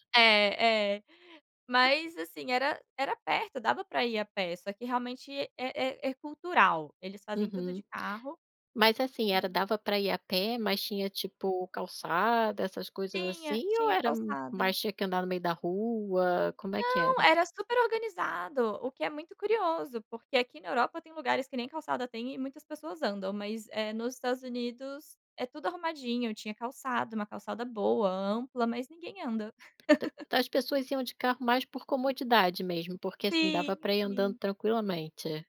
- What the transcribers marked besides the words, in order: other background noise; tapping
- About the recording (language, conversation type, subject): Portuguese, podcast, Que viagem marcou você e mudou a sua forma de ver a vida?
- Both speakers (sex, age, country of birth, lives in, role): female, 30-34, Brazil, Portugal, guest; female, 40-44, Brazil, Portugal, host